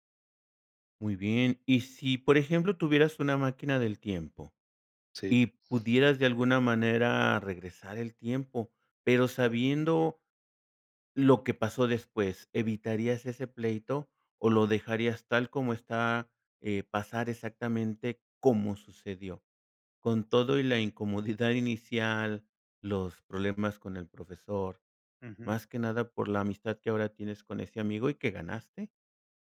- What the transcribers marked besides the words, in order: other background noise
- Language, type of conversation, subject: Spanish, podcast, ¿Alguna vez un error te llevó a algo mejor?